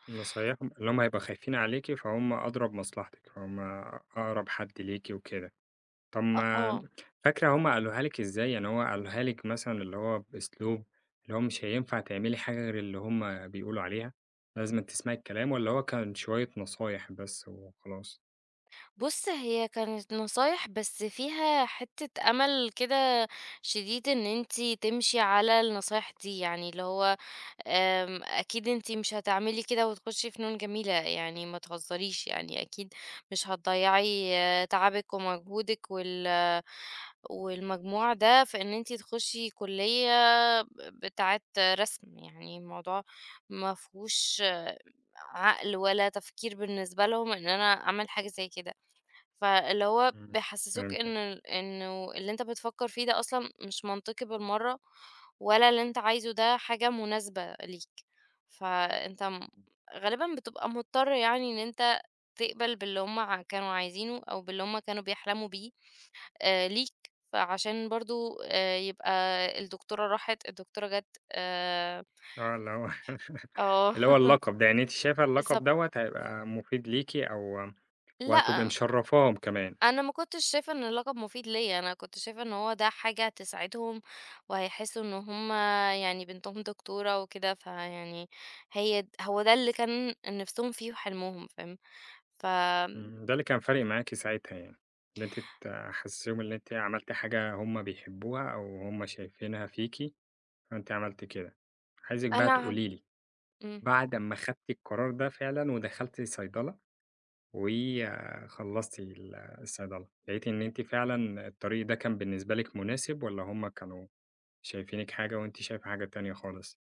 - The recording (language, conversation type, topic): Arabic, podcast, إزاي نلاقي توازن بين رغباتنا وتوقعات العيلة؟
- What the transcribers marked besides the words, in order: chuckle; other noise; laugh; tapping; other background noise